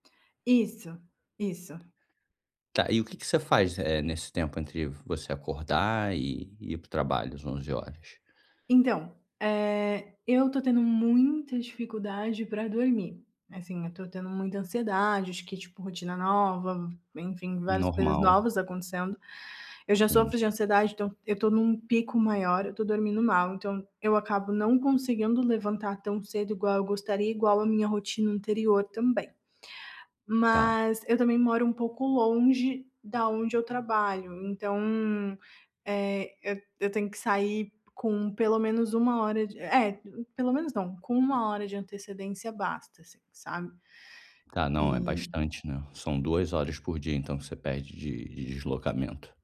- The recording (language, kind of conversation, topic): Portuguese, advice, Como posso encontrar tempo para desenvolver um novo passatempo?
- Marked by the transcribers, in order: tapping